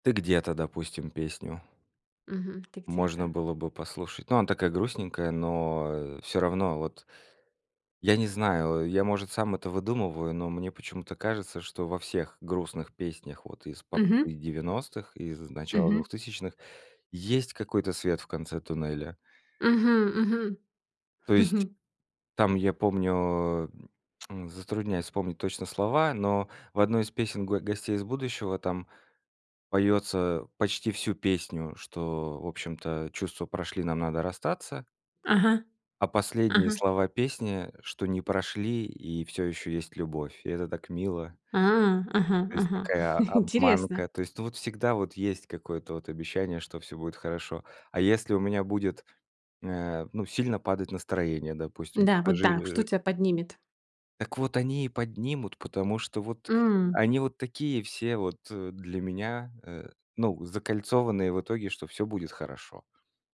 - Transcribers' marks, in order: chuckle; tapping; laughing while speaking: "интересно"
- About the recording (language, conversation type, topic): Russian, podcast, Какие песни ты бы взял(а) на необитаемый остров?